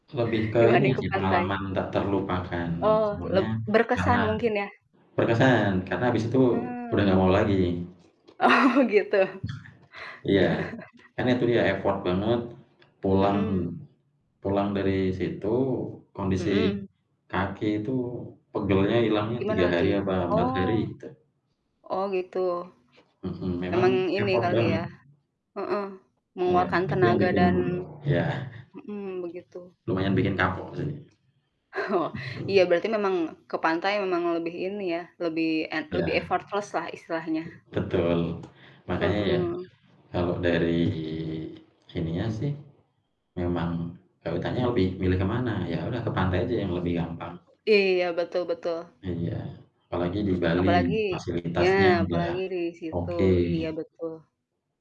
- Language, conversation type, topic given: Indonesian, unstructured, Apa pendapatmu tentang berlibur di pantai dibandingkan di pegunungan?
- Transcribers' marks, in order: laughing while speaking: "Dibanding"; laughing while speaking: "Oh gitu?"; other background noise; chuckle; laugh; in English: "effort"; in English: "effort"; distorted speech; other street noise; laughing while speaking: "Oh"; in English: "effortless-lah"; tapping